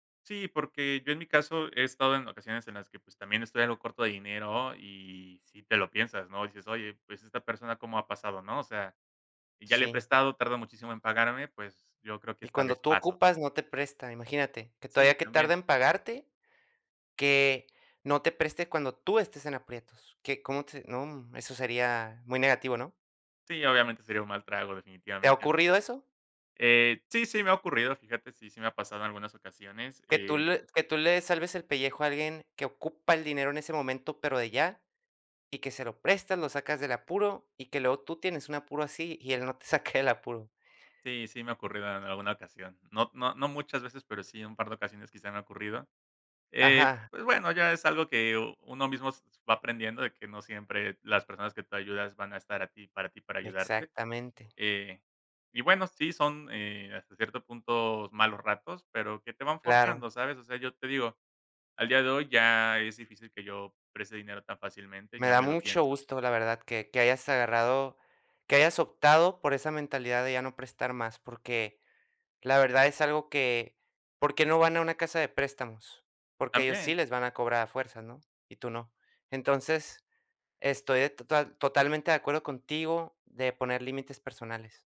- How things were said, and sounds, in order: unintelligible speech; laughing while speaking: "saque del apuro"
- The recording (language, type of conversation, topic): Spanish, podcast, ¿Cómo equilibrar el apoyo económico con tus límites personales?